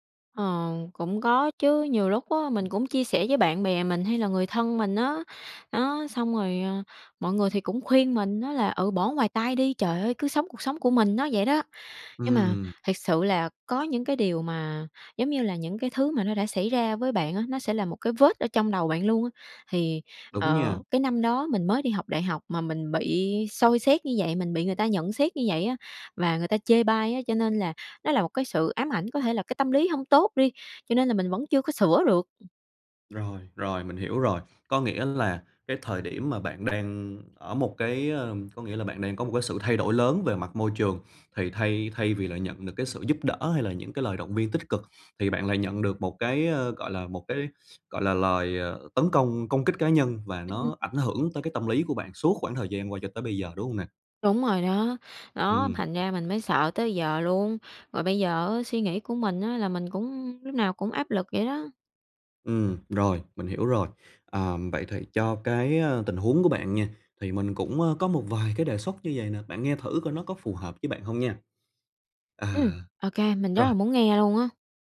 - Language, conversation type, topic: Vietnamese, advice, Làm sao vượt qua nỗi sợ bị phán xét khi muốn thử điều mới?
- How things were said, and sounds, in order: tapping